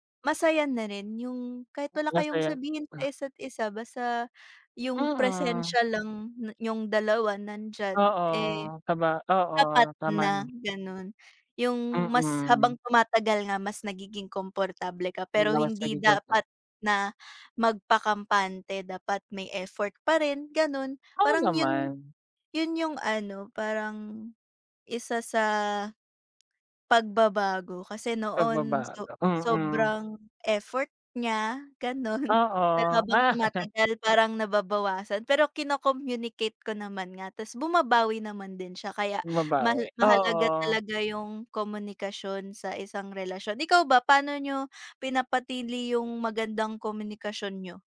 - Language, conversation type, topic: Filipino, unstructured, Paano mo hinaharap ang mga pagbabago sa inyong relasyon habang tumatagal ito?
- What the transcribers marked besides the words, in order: unintelligible speech; laugh